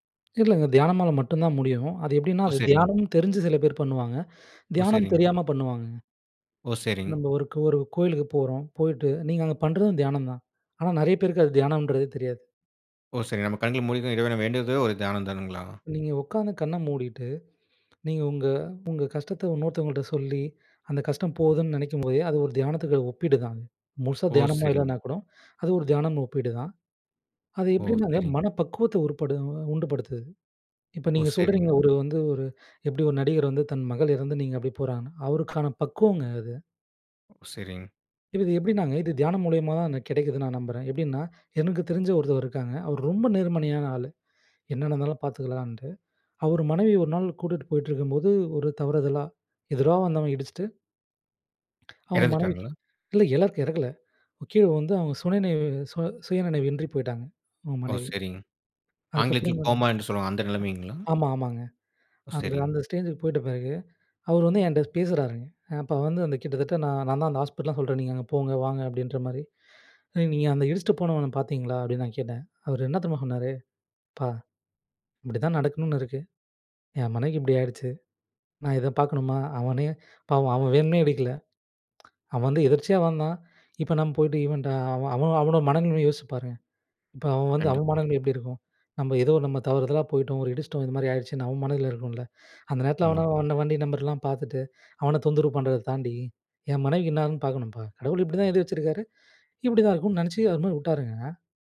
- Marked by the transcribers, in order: "தெரிலைங்க" said as "தெர்லங்க"; "சரிங்க" said as "சரிங்"; "சரிங்க" said as "சரிங்"; "சரிங்க" said as "சரிங்"; other background noise; "சரிங்க" said as "சரிங்"; "கண்ணை" said as "கண்ண"; "சரிங்க" said as "சரிங்"; inhale; "சரிங்க" said as "சரிங்"; "சரிங்க" said as "சரிங்"; "சரிங்க" said as "சரிங்"; "நேர்மையான" said as "நேர்மனையான"; other noise; "சுய" said as "சுன"; unintelligible speech; "சரிங்க" said as "சரிங்"; "சரிங்க" said as "சரிங்"; inhale; "இதை" said as "இத"; "மனநிலமைய" said as "மனநிறய"; inhale; inhale
- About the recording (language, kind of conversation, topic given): Tamil, podcast, பணச்சுமை இருக்கும்போது தியானம் எப்படி உதவும்?